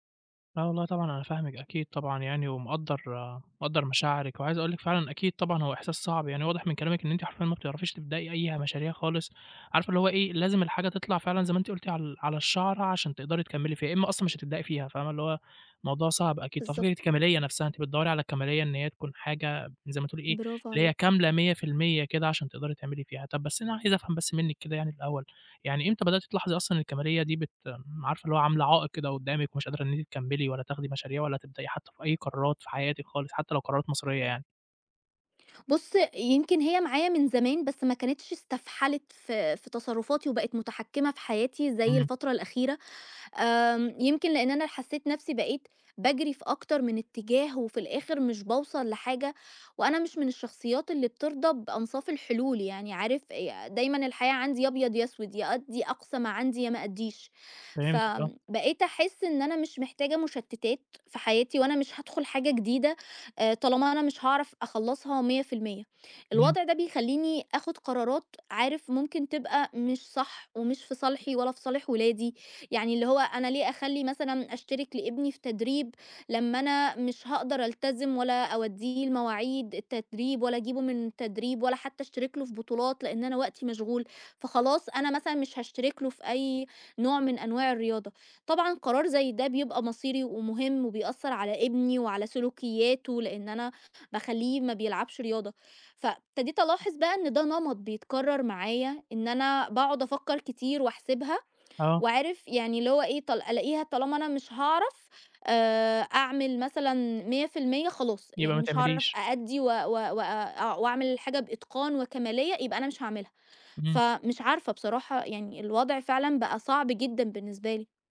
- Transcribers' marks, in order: tapping
- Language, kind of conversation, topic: Arabic, advice, إزاي الكمالية بتعطّلك إنك تبدأ مشاريعك أو تاخد قرارات؟